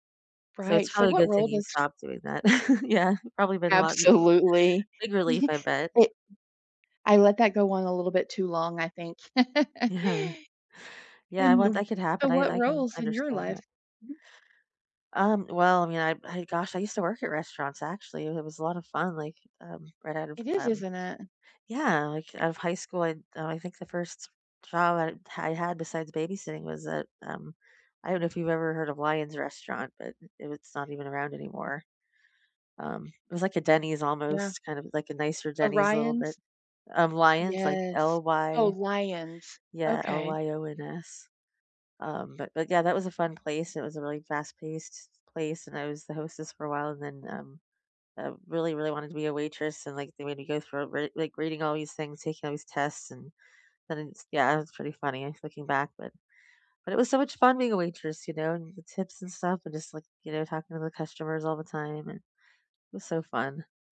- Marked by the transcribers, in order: chuckle; laughing while speaking: "Yeah"; laughing while speaking: "Absolutely"; chuckle; chuckle
- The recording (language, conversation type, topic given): English, unstructured, What role does food play in your social life?